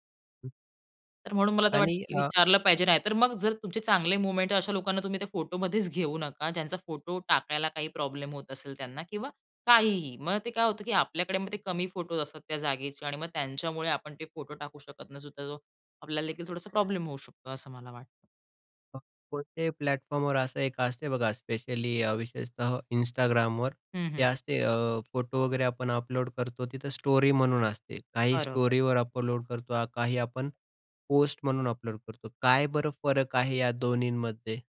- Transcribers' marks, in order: other background noise; in English: "मोमेंट"; unintelligible speech; in English: "प्लॅटफॉर्मवर"; in English: "स्पेशली"; in English: "स्टोरी"; in English: "स्टोरीवर अपलोड"
- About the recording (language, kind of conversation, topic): Marathi, podcast, इतरांचे फोटो शेअर करण्यापूर्वी परवानगी कशी विचारता?